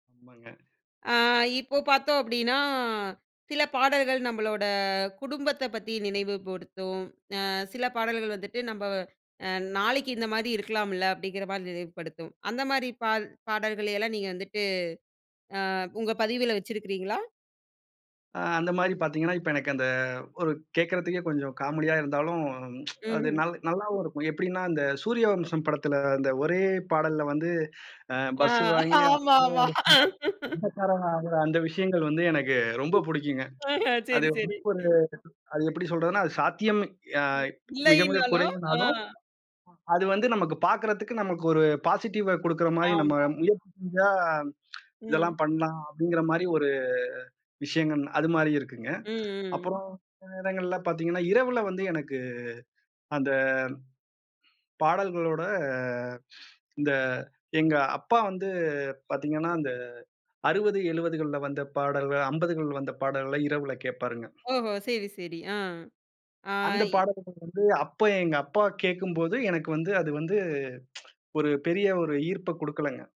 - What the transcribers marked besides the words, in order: other noise; drawn out: "அப்டின்னா"; tsk; laughing while speaking: "ஆ, ஆமா, ஆமா"; unintelligible speech; laughing while speaking: "சேரி, சேரி"; tsk; in English: "போஸ்டிவ் வைப்"; tongue click; drawn out: "ஒரு"; tongue click; drawn out: "எனக்கு"; drawn out: "பாடல்களோட"; tsk
- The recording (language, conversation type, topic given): Tamil, podcast, பழைய நினைவுகளை மீண்டும் எழுப்பும் பாடல்பட்டியலை நீங்கள் எப்படி உருவாக்குகிறீர்கள்?